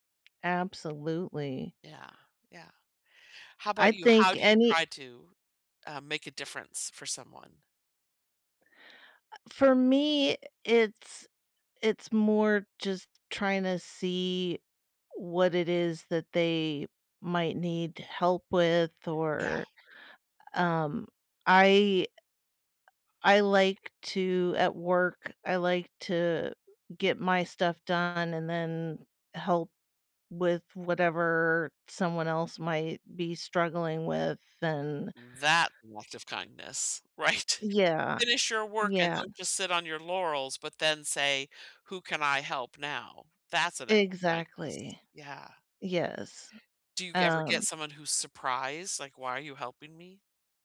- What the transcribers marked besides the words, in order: tapping; other background noise; stressed: "That"; laughing while speaking: "Right?"
- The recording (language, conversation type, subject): English, unstructured, What is a kind thing someone has done for you recently?